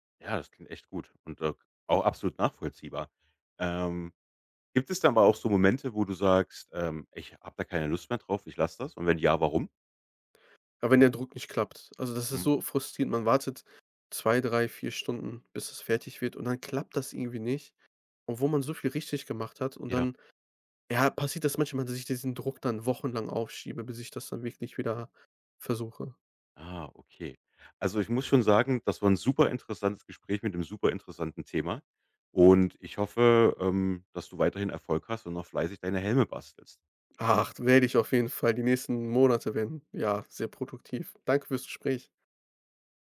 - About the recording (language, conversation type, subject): German, podcast, Was war dein bisher stolzestes DIY-Projekt?
- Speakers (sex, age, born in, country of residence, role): male, 25-29, Germany, Germany, guest; male, 35-39, Germany, Germany, host
- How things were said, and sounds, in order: stressed: "klappt"